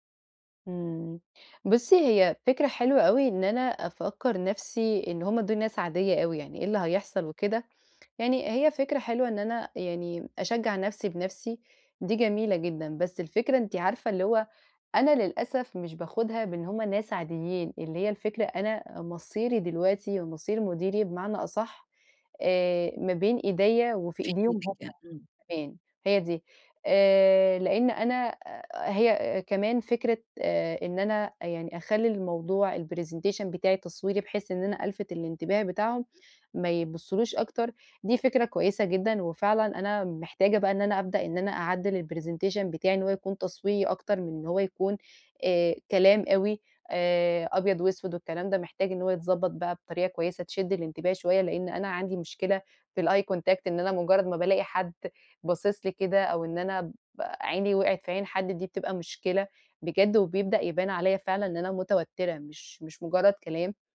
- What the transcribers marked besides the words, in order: in English: "الpresentation"; in English: "الpresentation"; in English: "الeye contact"
- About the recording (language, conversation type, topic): Arabic, advice, إزاي أقلّل توتّري قبل ما أتكلم قدّام ناس؟